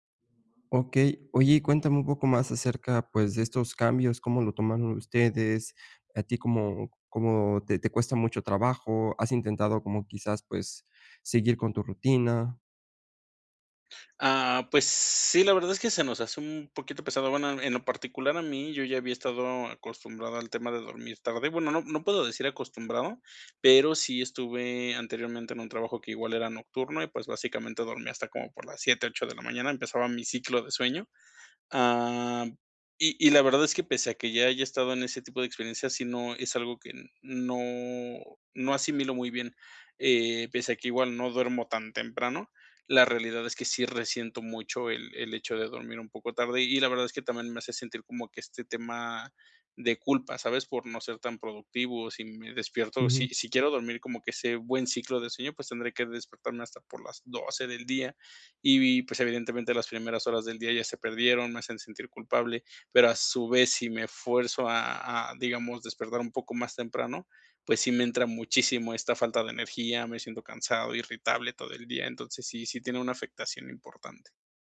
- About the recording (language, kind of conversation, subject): Spanish, advice, ¿Cómo puedo establecer una rutina de sueño consistente cada noche?
- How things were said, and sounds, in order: none